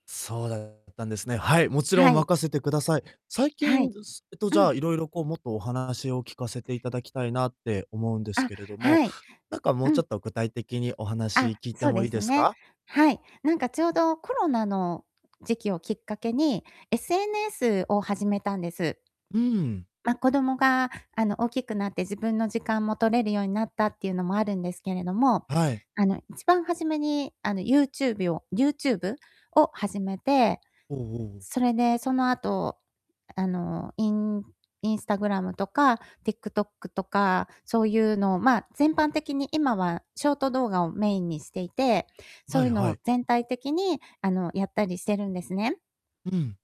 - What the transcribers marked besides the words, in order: distorted speech; other background noise
- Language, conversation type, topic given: Japanese, advice, 小さな失敗ですぐ諦めてしまうのですが、どうすれば続けられますか？